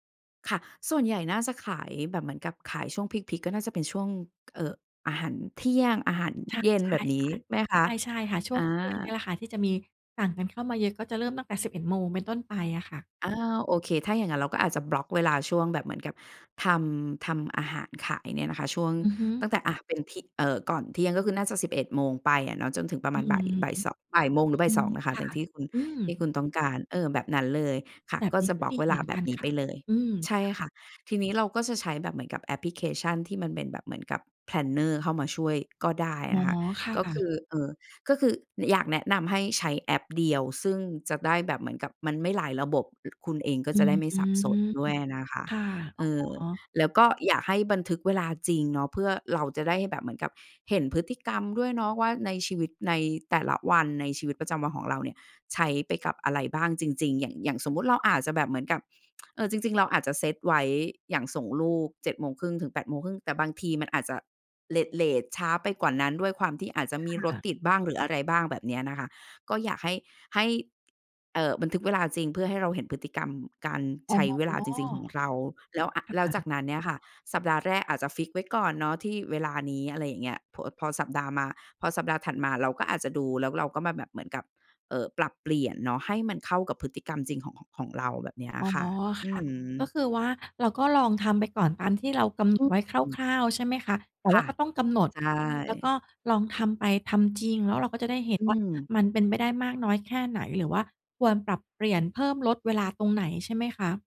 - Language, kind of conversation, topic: Thai, advice, คุณไม่มีตารางประจำวันเลยใช่ไหม?
- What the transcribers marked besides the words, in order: other background noise; in English: "planner"; tsk